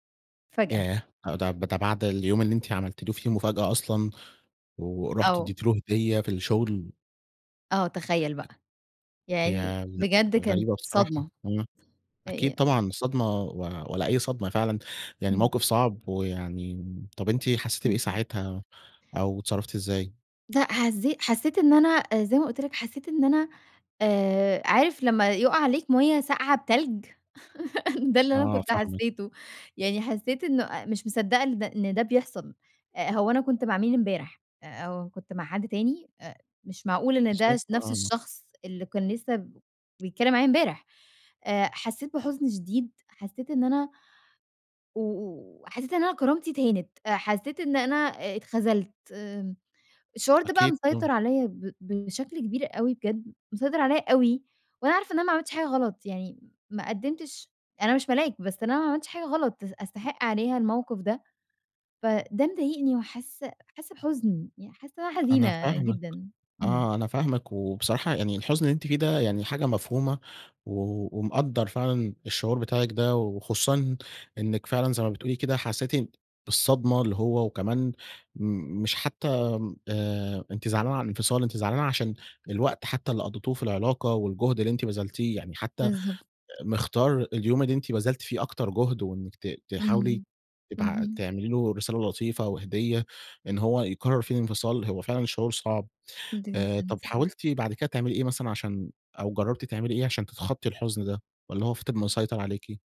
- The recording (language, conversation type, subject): Arabic, advice, إزاي أتعامل مع حزن شديد بعد انفصال مفاجئ؟
- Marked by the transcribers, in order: tapping; laugh